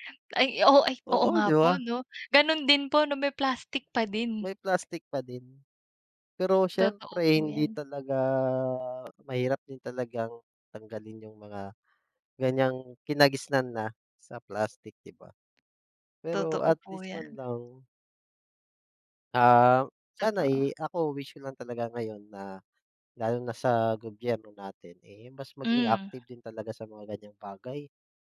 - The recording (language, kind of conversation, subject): Filipino, unstructured, Ano ang epekto ng pagbabago ng klima sa mundo?
- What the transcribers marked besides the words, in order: none